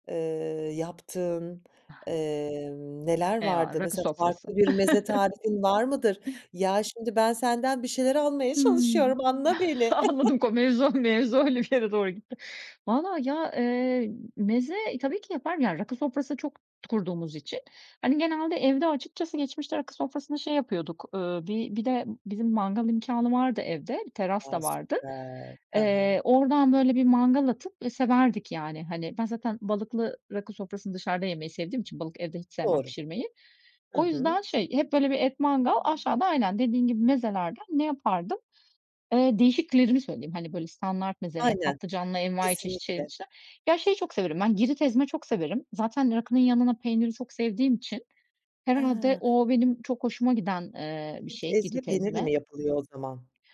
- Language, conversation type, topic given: Turkish, podcast, Bir yemeği arkadaşlarla paylaşırken en çok neyi önemsersin?
- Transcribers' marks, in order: other noise; other background noise; chuckle; laughing while speaking: "çalışıyorum"; chuckle; laughing while speaking: "Anladım ko mevzu, o mevzu öyle bir yere doğru gitti"; chuckle